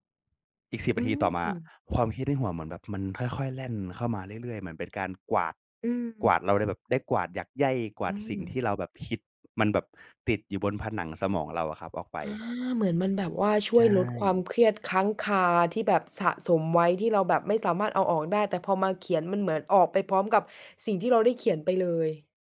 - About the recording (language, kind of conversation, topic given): Thai, podcast, เวลาที่ความคิดตัน คุณมักทำอะไรเพื่อเรียกความคิดสร้างสรรค์กลับมา?
- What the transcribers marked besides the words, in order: none